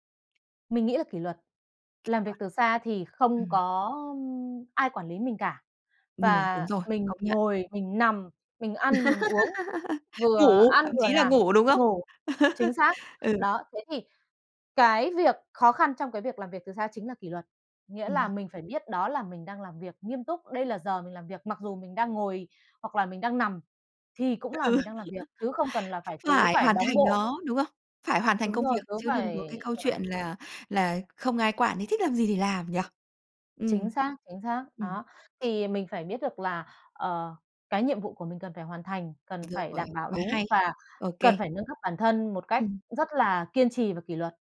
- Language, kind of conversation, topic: Vietnamese, podcast, Làm việc từ xa có còn là xu hướng lâu dài không?
- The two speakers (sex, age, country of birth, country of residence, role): female, 30-34, Vietnam, Vietnam, guest; female, 35-39, Vietnam, Vietnam, host
- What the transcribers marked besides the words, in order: tapping; giggle; laugh; laugh; other background noise